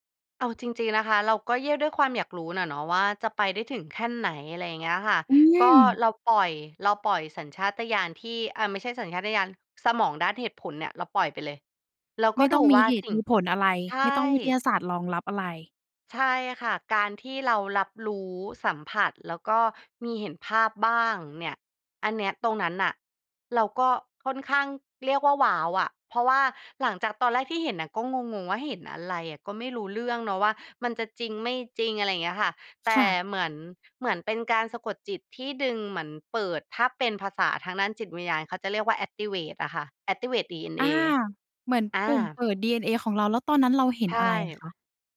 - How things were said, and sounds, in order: "เรียก" said as "เยียก"; in English: "แอ็กทิเวต"; in English: "แอ็กทิเวต"
- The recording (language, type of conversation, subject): Thai, podcast, เราควรปรับสมดุลระหว่างสัญชาตญาณกับเหตุผลในการตัดสินใจอย่างไร?